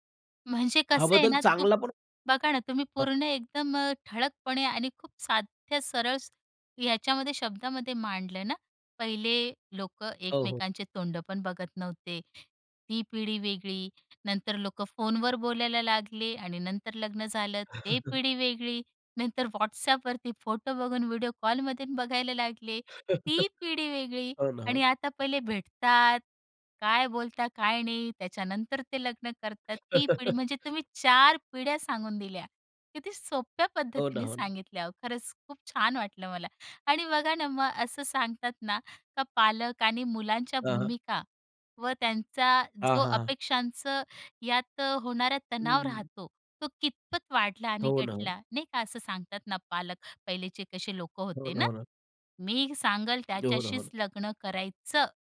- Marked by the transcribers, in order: other background noise; chuckle; laugh; chuckle; put-on voice: "मी सांगेल त्याच्याशीच लग्न करायचं"
- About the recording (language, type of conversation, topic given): Marathi, podcast, लग्नाविषयी पिढ्यांमधील अपेक्षा कशा बदलल्या आहेत?